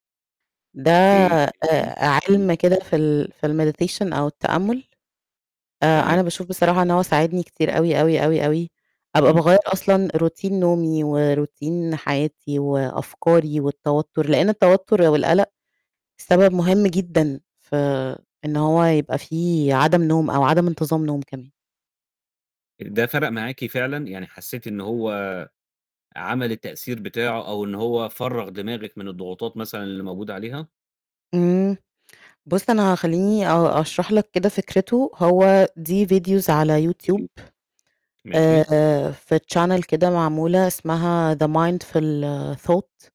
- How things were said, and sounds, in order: distorted speech; unintelligible speech; in English: "الmeditation"; in English: "روتين"; in English: "وروتين"; in English: "channel"; in English: "the mindful thought"
- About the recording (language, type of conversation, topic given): Arabic, podcast, إزاي بتقدر تحافظ على نوم كويس بشكل منتظم؟